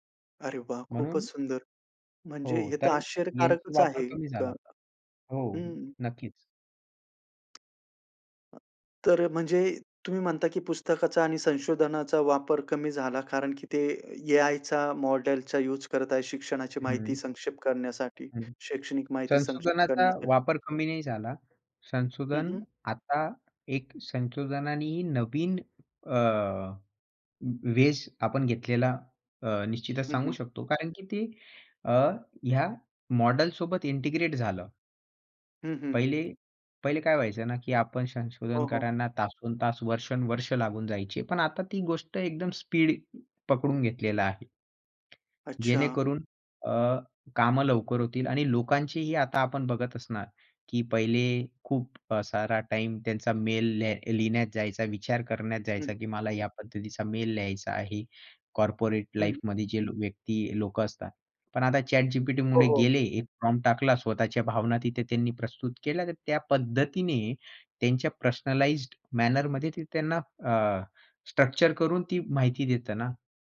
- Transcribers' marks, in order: tapping; in English: "इंटिग्रेट"; other noise; in English: "कॉर्पोरेट लाईफमध्ये"; in English: "प्रश्नलाईज्ड मॅनरमध्ये"; "पर्सनलाईज्ड" said as "प्रश्नलाईज्ड"; in English: "स्ट्रक्चर"
- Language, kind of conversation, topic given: Marathi, podcast, शैक्षणिक माहितीचा सारांश तुम्ही कशा पद्धतीने काढता?